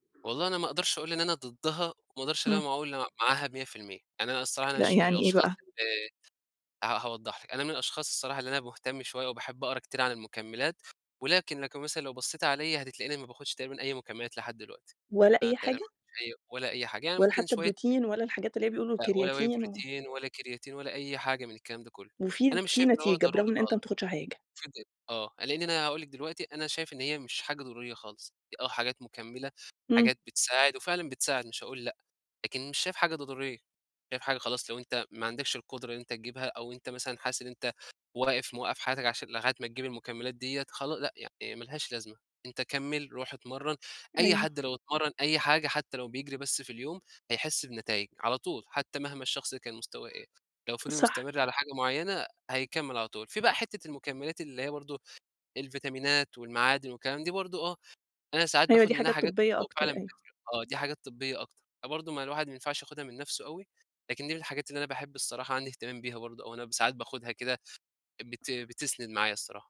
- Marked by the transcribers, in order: tapping; unintelligible speech; unintelligible speech; horn; unintelligible speech
- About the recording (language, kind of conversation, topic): Arabic, podcast, إيه هي عادة بسيطة غيّرت يومك للأحسن؟